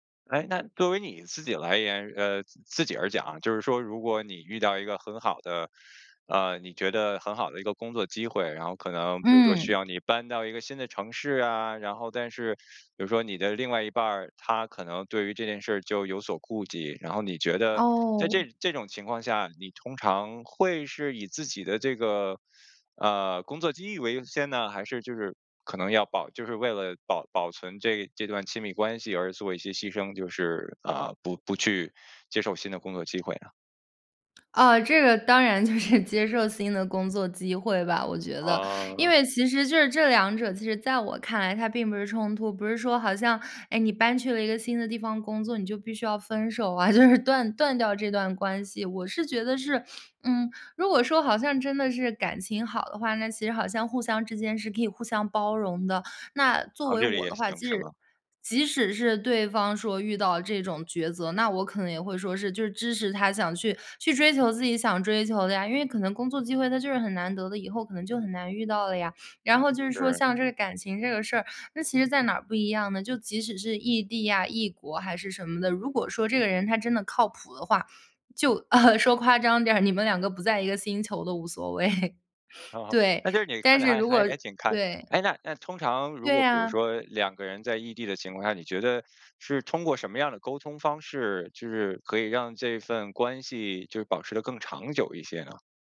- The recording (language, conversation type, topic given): Chinese, podcast, 当爱情与事业发生冲突时，你会如何取舍？
- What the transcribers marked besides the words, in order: laughing while speaking: "就是"; laughing while speaking: "就是"; laughing while speaking: "说夸张点儿，你们两个不在一个星球都无所谓"